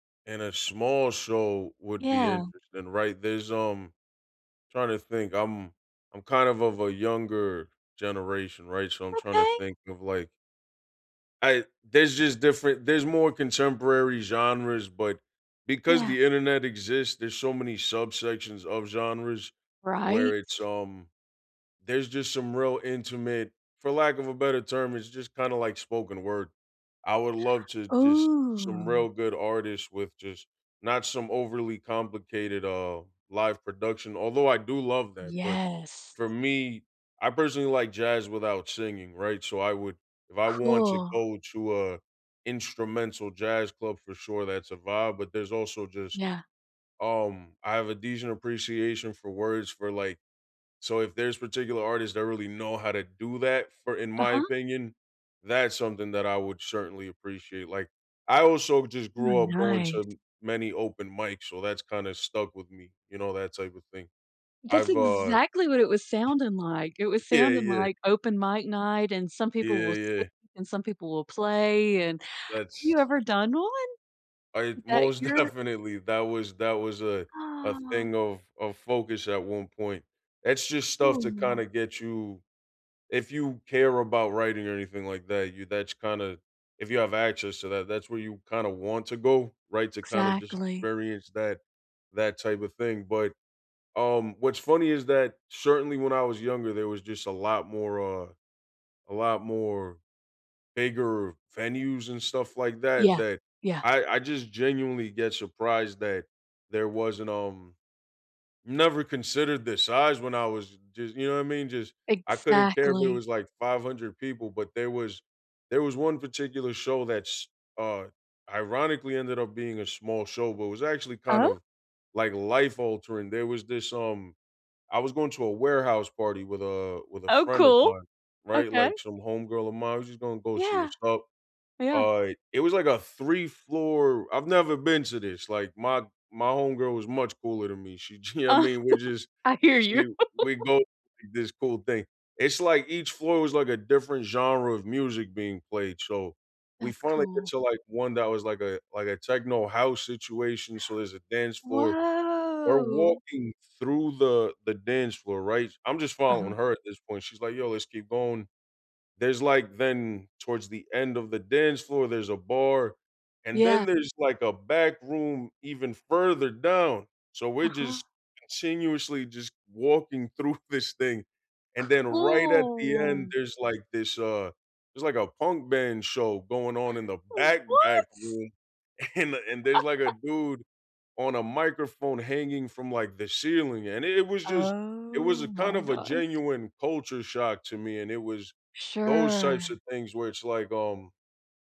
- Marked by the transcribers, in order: tapping; gasp; drawn out: "Ooh"; stressed: "exactly"; laughing while speaking: "definitely"; giggle; laugh; gasp; drawn out: "Woah"; laughing while speaking: "through"; drawn out: "Cool!"; stressed: "what?"; laughing while speaking: "and"; laugh; drawn out: "Oh"
- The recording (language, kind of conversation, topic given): English, unstructured, Should I pick a festival or club for a cheap solo weekend?
- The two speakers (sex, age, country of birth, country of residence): female, 40-44, United States, United States; male, 35-39, United States, United States